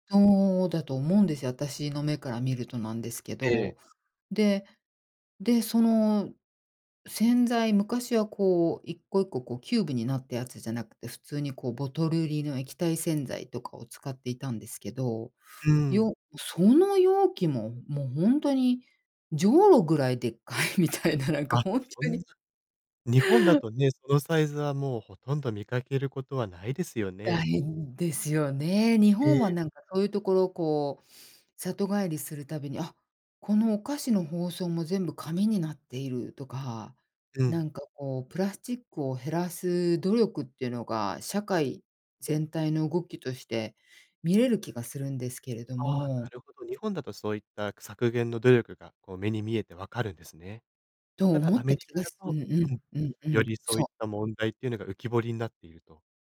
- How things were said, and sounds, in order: laughing while speaking: "でっかいみたいな、なんかほんとに"
- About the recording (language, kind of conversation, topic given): Japanese, podcast, プラスチックごみの問題について、あなたはどう考えますか？